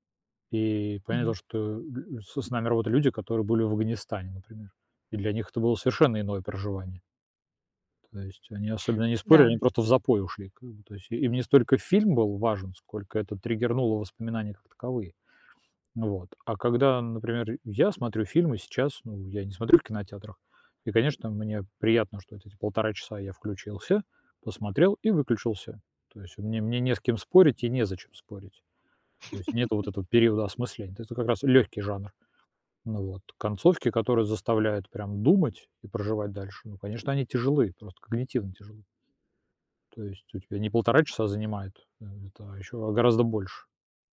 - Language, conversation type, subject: Russian, podcast, Почему концовки заставляют нас спорить часами?
- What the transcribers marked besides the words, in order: laugh